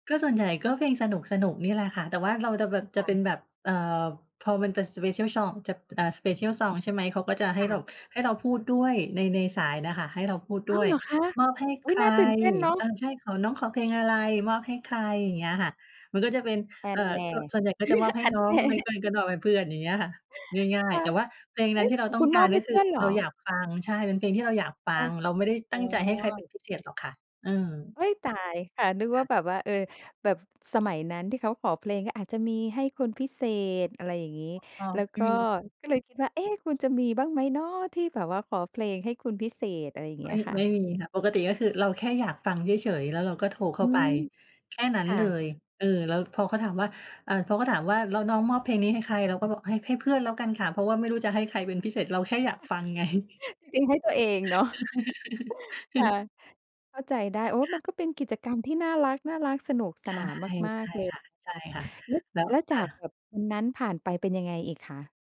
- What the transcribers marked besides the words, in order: in English: "Special chong"; "Song" said as "chong"; in English: "Special Song"; chuckle; laughing while speaking: "ฮั่นแน่"; unintelligible speech; chuckle; laughing while speaking: "ไง"; chuckle
- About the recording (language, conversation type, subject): Thai, podcast, วิทยุกับโซเชียลมีเดีย อะไรช่วยให้คุณค้นพบเพลงใหม่ได้มากกว่ากัน?